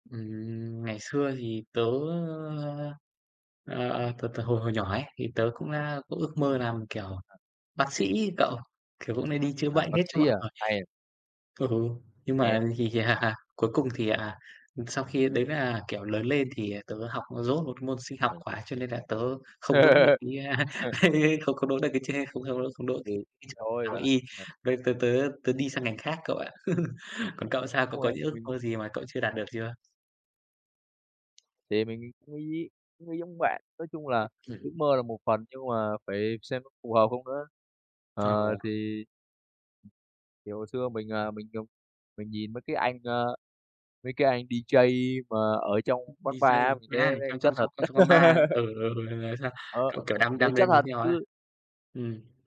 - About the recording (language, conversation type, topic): Vietnamese, unstructured, Bạn có ước mơ nào chưa từng nói với ai không?
- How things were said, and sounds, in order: other background noise; unintelligible speech; laughing while speaking: "Ừ"; laughing while speaking: "thì, à"; tapping; laugh; chuckle; in English: "D-J"; in English: "D-J"; laugh